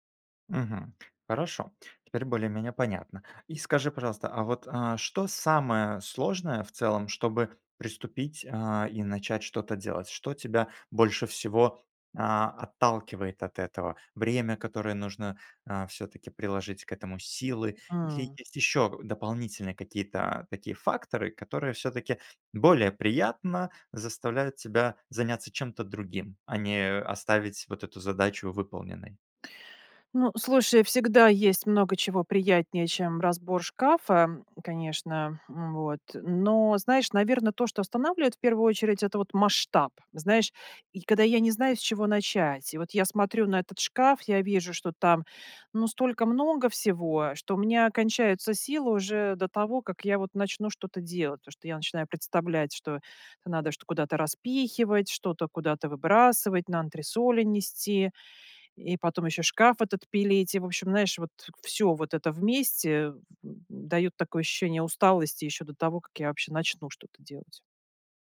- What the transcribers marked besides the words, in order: "знаешь" said as "наешь"; grunt
- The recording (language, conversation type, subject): Russian, advice, Как постоянные отвлечения мешают вам завершить запланированные дела?